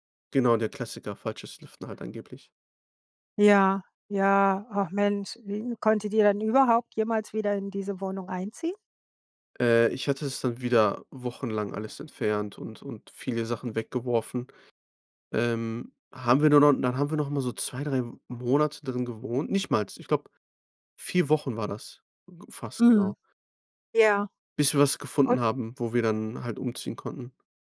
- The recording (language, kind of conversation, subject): German, podcast, Wann hat ein Umzug dein Leben unerwartet verändert?
- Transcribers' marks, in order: sad: "Ach Mensch"; stressed: "Nichtmals"